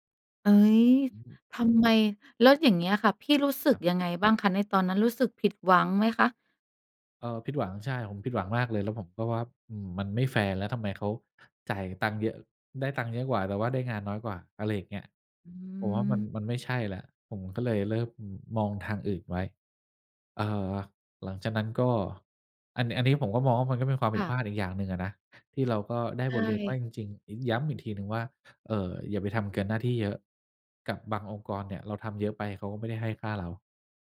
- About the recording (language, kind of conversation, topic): Thai, podcast, เล่าเหตุการณ์ที่คุณได้เรียนรู้จากความผิดพลาดให้ฟังหน่อยได้ไหม?
- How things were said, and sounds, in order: other background noise